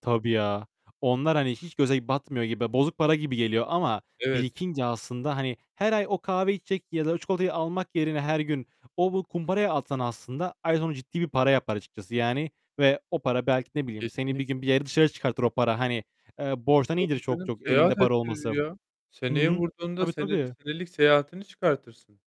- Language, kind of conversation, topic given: Turkish, unstructured, Neden çoğu insan borç batağına sürükleniyor?
- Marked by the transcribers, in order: tapping; static